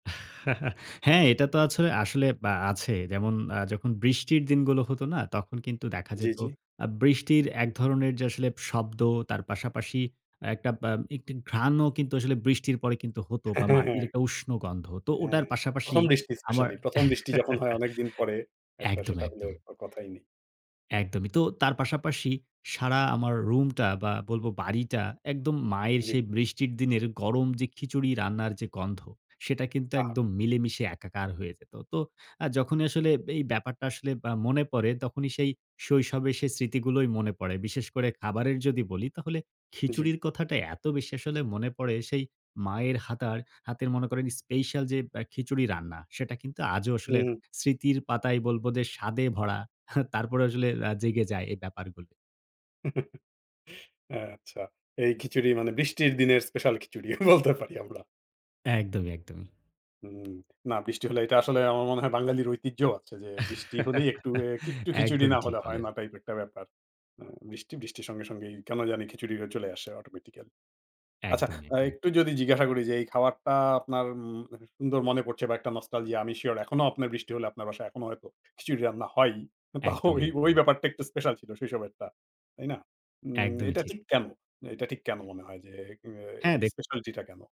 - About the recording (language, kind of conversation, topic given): Bengali, podcast, শৈশবের কোন খাবারের স্মৃতি আজও আপনার মুখে স্বাদ জাগায়?
- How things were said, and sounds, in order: chuckle; chuckle; chuckle; tapping; chuckle; chuckle; laughing while speaking: "বলতে পারি আমরা"; other noise; chuckle; laughing while speaking: "ওই, ওই ব্যাপারটা একটু"